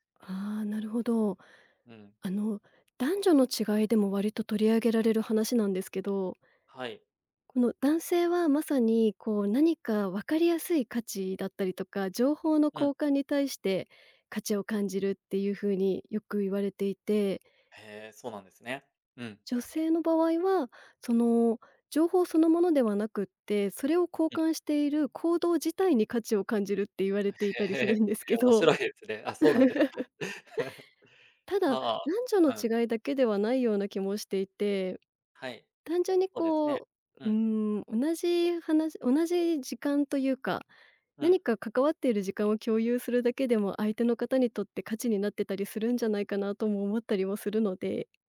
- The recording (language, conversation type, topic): Japanese, advice, グループの中でいつも孤立している気がするのはなぜですか？
- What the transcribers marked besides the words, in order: tapping; laugh